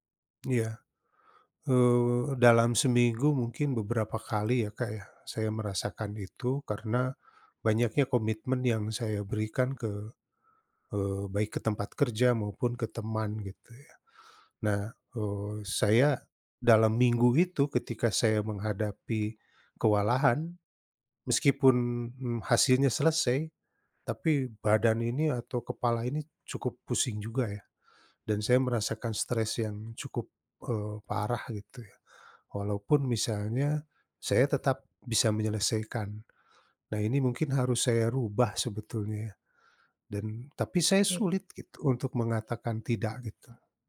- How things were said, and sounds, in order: none
- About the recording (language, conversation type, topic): Indonesian, advice, Bagaimana cara mengatasi terlalu banyak komitmen sehingga saya tidak mudah kewalahan dan bisa berkata tidak?
- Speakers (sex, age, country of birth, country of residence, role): female, 40-44, Indonesia, Indonesia, advisor; male, 55-59, Indonesia, Indonesia, user